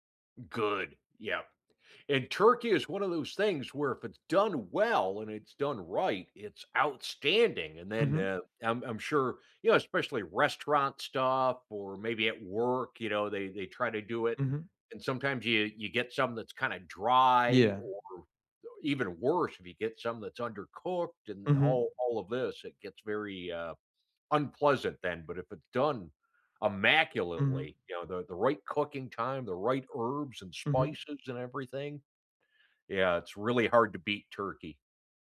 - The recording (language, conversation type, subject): English, unstructured, What cultural tradition do you look forward to each year?
- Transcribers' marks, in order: none